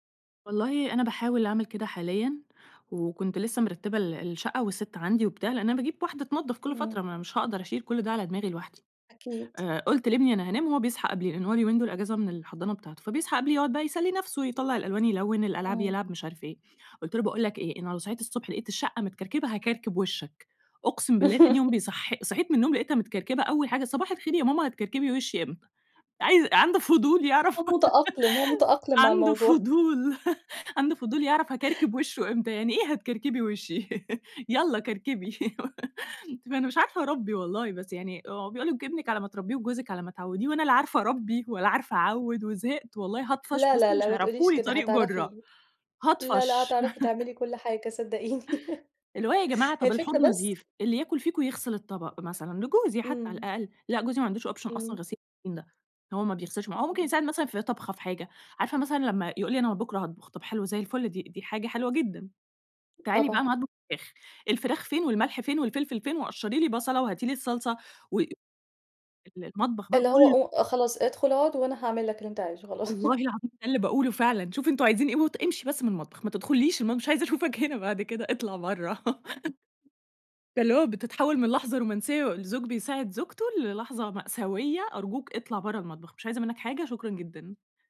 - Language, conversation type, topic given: Arabic, advice, إزاي أقدر أتكلم وأتفق مع شريكي/شريكتي على تقسيم مسؤوليات البيت بشكل عادل؟
- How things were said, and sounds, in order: laugh; tapping; laugh; laugh; laugh; laugh; other noise; in English: "option"; unintelligible speech; laugh; laugh